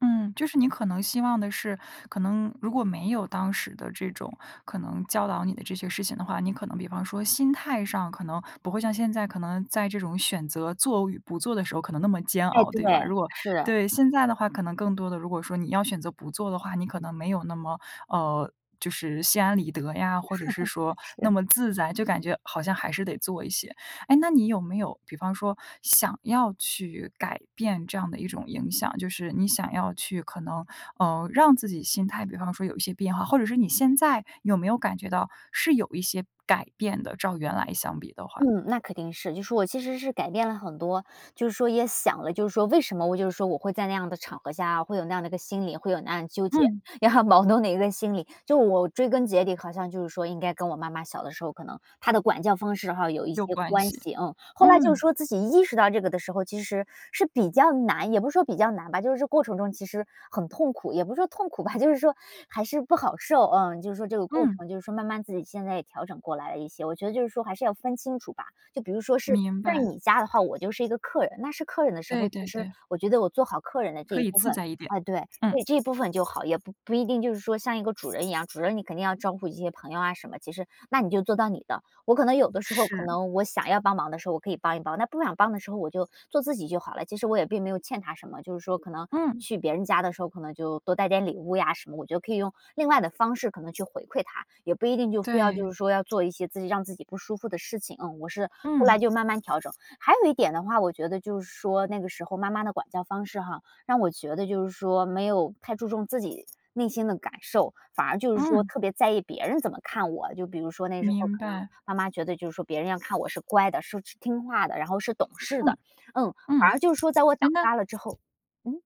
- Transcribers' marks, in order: teeth sucking; laugh; other background noise; laughing while speaking: "也很矛盾的"
- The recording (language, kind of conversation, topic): Chinese, podcast, 你觉得父母的管教方式对你影响大吗？
- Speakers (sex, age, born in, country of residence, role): female, 30-34, China, United States, guest; female, 30-34, China, United States, host